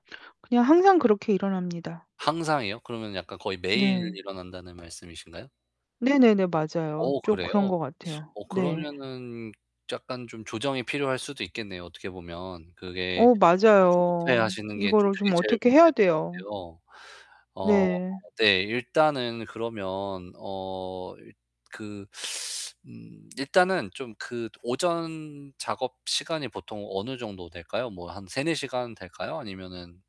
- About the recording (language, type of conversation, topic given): Korean, advice, 작업 환경을 단순화해 창작 작업에 더 잘 집중하려면 어떻게 시작해야 하나요?
- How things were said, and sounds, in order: other background noise; distorted speech